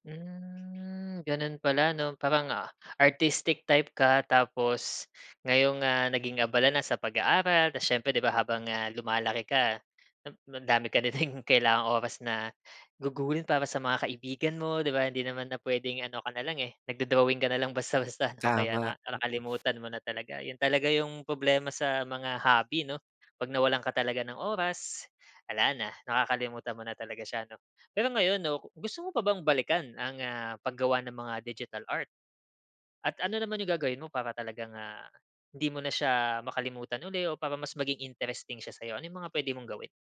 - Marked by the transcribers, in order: in English: "artistic type"; tapping; laughing while speaking: "ding"
- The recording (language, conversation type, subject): Filipino, podcast, Ano ang una mong gagawin para muling masimulan ang naiwang libangan?